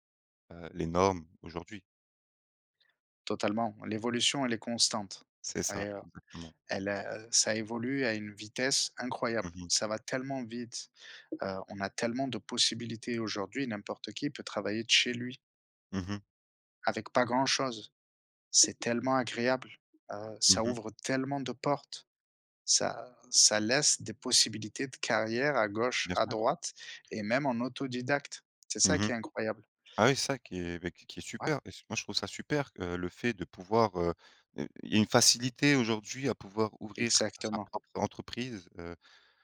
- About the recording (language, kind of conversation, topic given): French, unstructured, Qu’est-ce qui te rend triste dans ta vie professionnelle ?
- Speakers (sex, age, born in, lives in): male, 30-34, France, France; male, 30-34, France, France
- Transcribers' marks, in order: tapping; other background noise